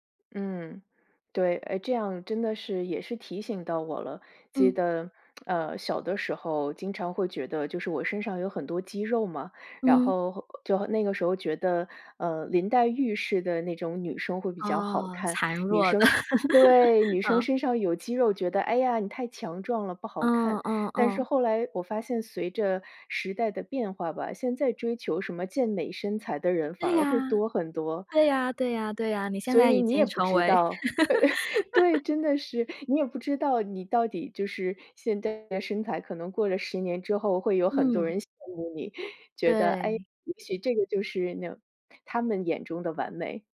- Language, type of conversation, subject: Chinese, podcast, 你通常会如何应对完美主义带来的阻碍？
- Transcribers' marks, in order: laugh; laugh